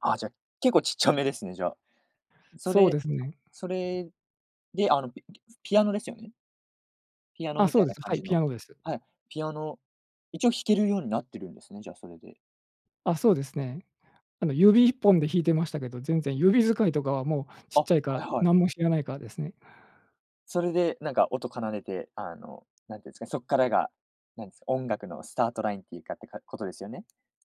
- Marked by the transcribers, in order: other background noise; tapping
- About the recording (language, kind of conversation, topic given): Japanese, podcast, 音楽と出会ったきっかけは何ですか？